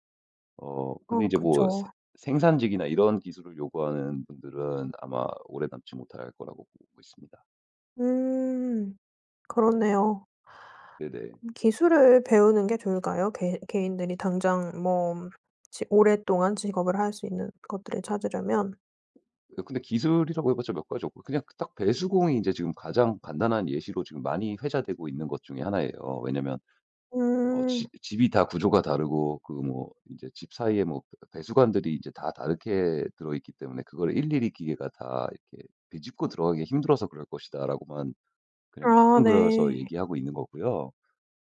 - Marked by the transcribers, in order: tapping
- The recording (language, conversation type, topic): Korean, podcast, 기술 발전으로 일자리가 줄어들 때 우리는 무엇을 준비해야 할까요?